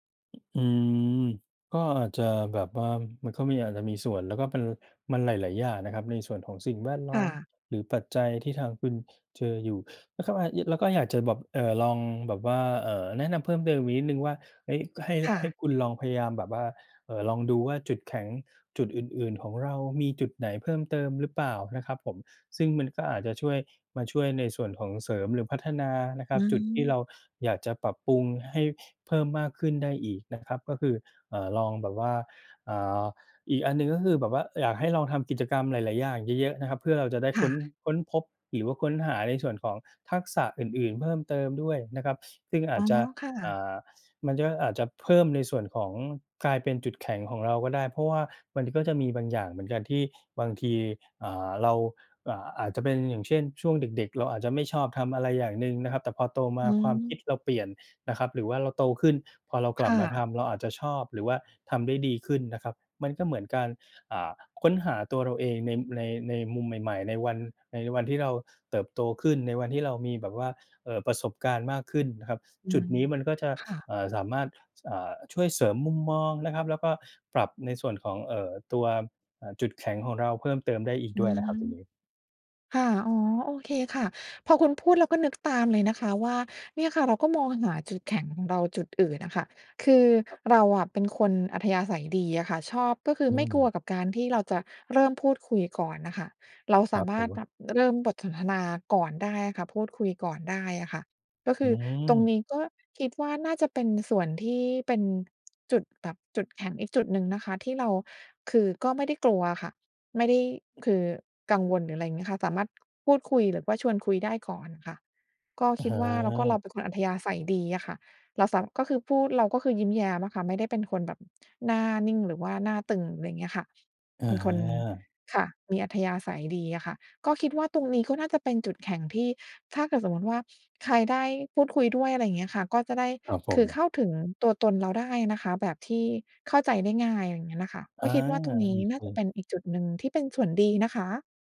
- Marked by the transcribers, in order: swallow
- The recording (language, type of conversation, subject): Thai, advice, ฉันจะยอมรับข้อบกพร่องและใช้จุดแข็งของตัวเองได้อย่างไร?